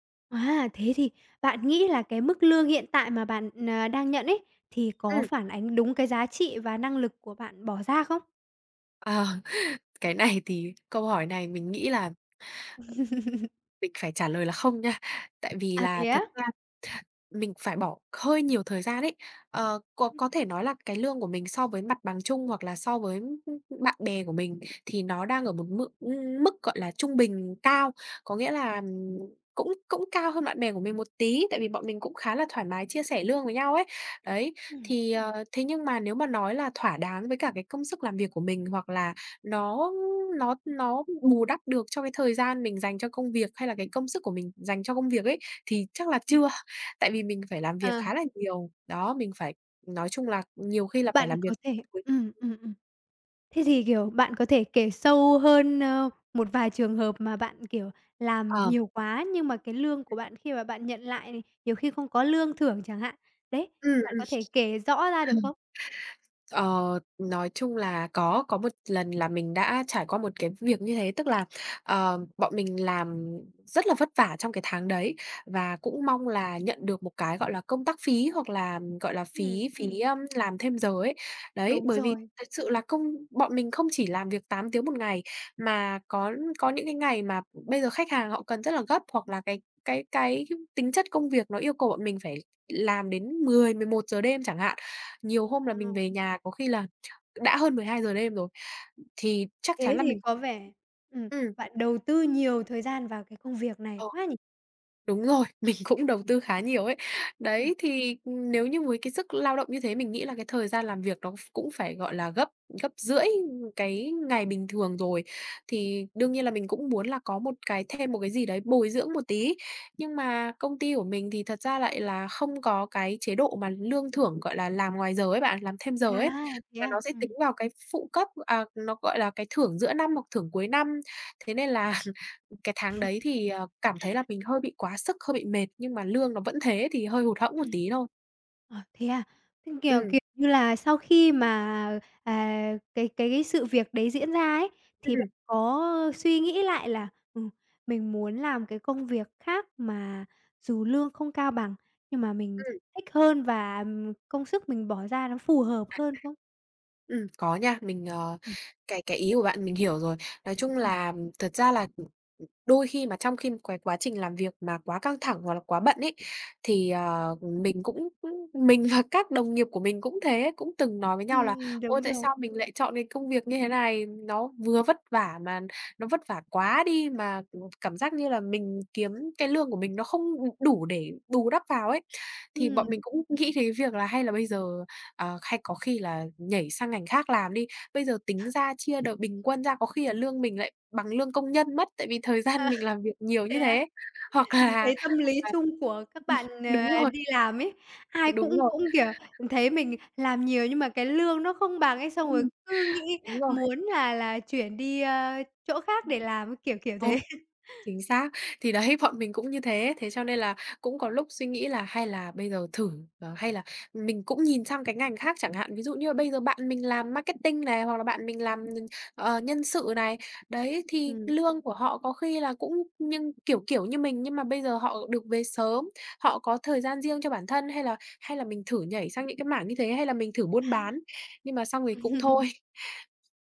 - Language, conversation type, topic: Vietnamese, podcast, Tiền lương quan trọng tới mức nào khi chọn việc?
- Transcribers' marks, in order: laughing while speaking: "Ờ, cái này thì"; tapping; other background noise; laugh; laughing while speaking: "mình cũng"; laughing while speaking: "là"; laugh; other noise; "khi" said as "khim"; laughing while speaking: "và"; laughing while speaking: "Ờ. Thế à?"; laughing while speaking: "gian"; laughing while speaking: "là"; laughing while speaking: "Thì đấy"; laughing while speaking: "thế"; laugh